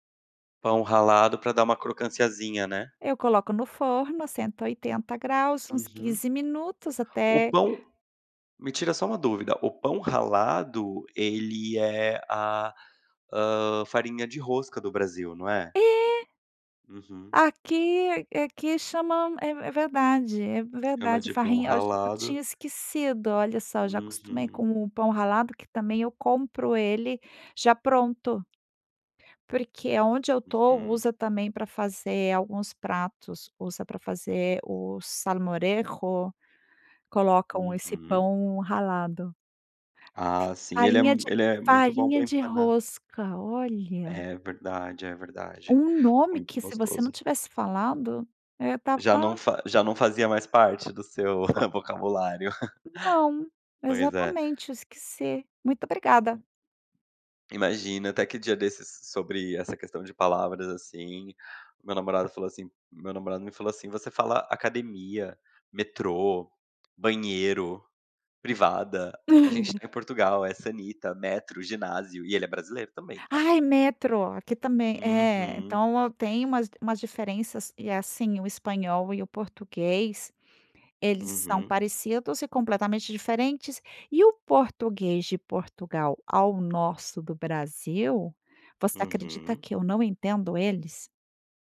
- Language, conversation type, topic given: Portuguese, podcast, Que receita caseira você faz quando quer consolar alguém?
- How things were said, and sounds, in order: put-on voice: "salmorejo"; other background noise; giggle; unintelligible speech; laugh